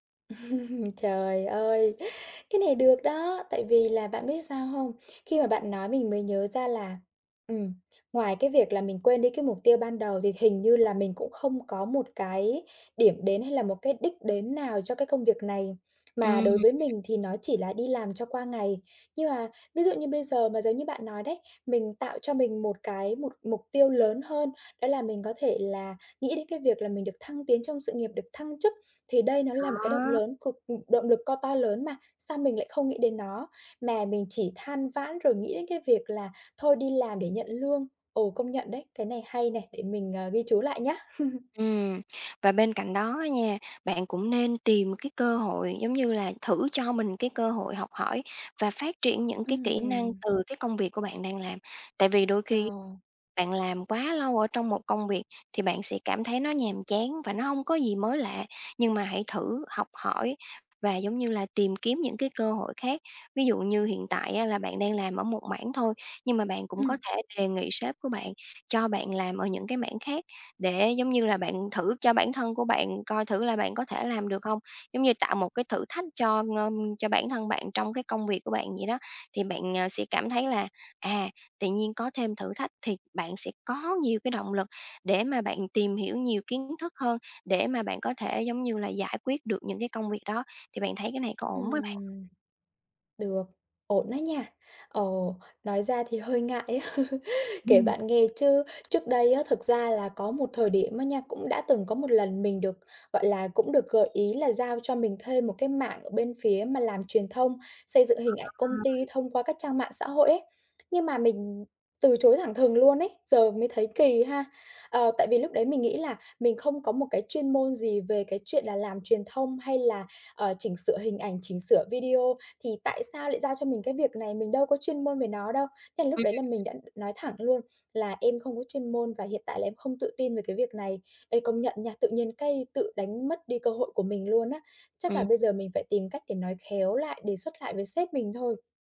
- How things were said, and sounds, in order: chuckle; tapping; other background noise; chuckle; chuckle; unintelligible speech; unintelligible speech
- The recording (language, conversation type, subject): Vietnamese, advice, Làm sao tôi có thể tìm thấy giá trị trong công việc nhàm chán hằng ngày?